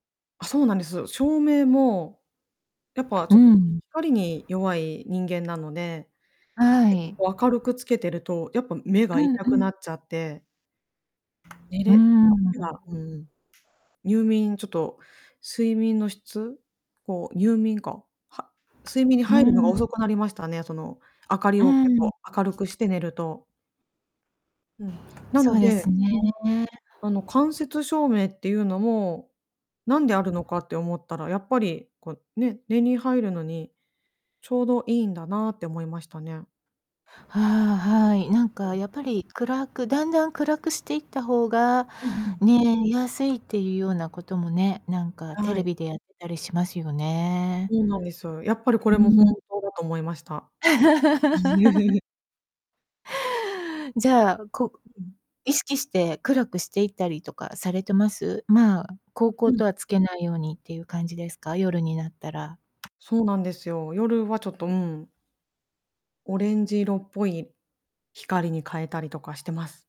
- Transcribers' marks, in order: static; tapping; unintelligible speech; distorted speech; laugh; chuckle
- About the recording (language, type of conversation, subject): Japanese, podcast, 睡眠の質を上げるために普段どんなことをしていますか？